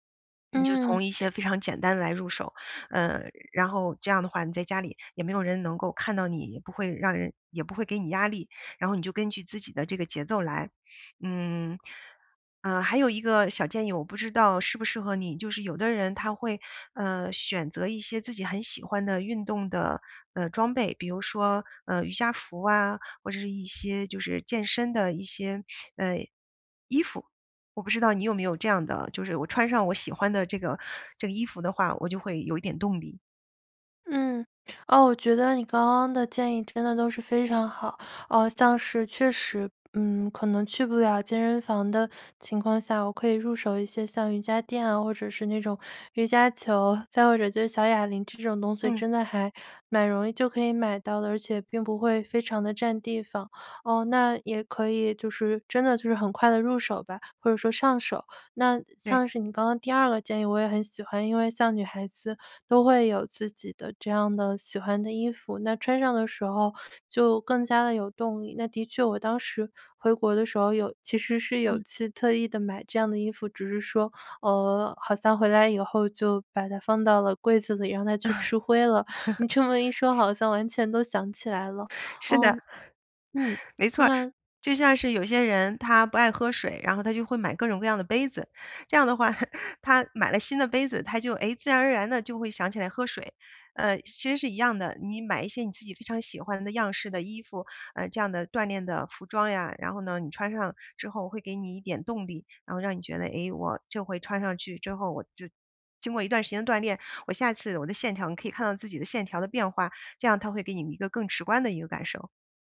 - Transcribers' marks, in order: other background noise; sniff; laugh; laughing while speaking: "这么"; laugh
- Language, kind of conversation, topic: Chinese, advice, 你想开始锻炼却总是拖延、找借口，该怎么办？